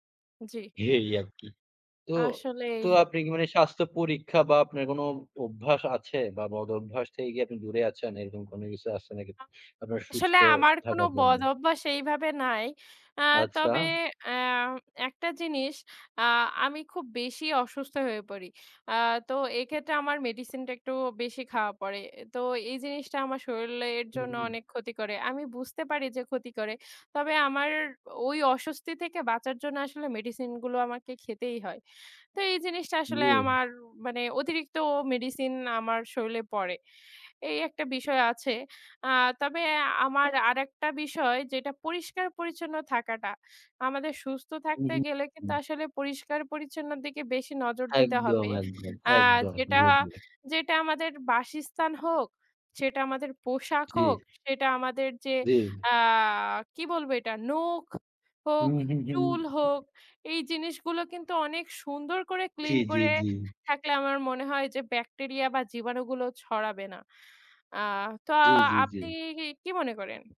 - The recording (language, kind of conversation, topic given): Bengali, unstructured, আপনি কীভাবে নিজেকে সুস্থ রাখেন?
- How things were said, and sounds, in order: other background noise; "শরীলের" said as "সইলের"; "শরীলে" said as "সইলে"; "বাসস্থান" said as "বাসিস্তান"; "নখ" said as "নোখ"; blowing